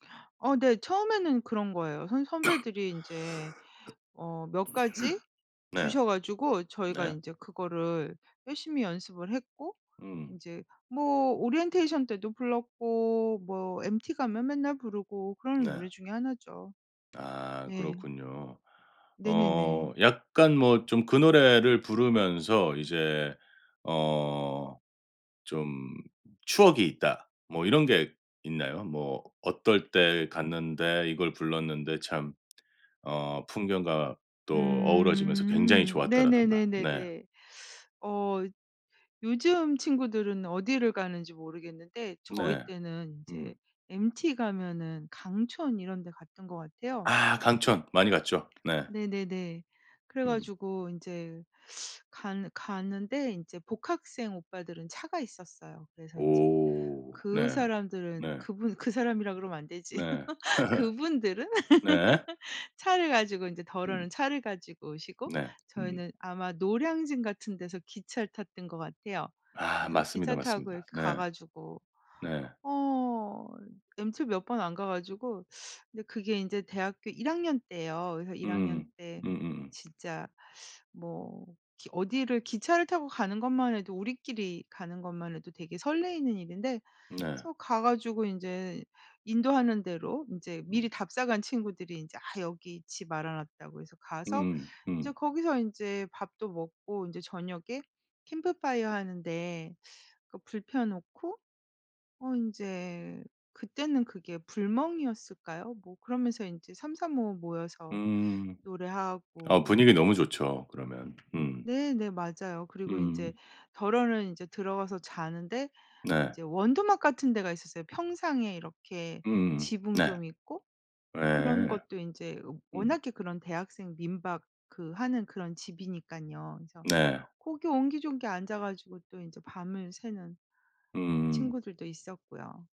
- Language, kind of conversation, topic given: Korean, podcast, 친구들과 함께 부르던 추억의 노래가 있나요?
- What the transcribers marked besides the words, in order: cough; tapping; teeth sucking; laugh; teeth sucking; teeth sucking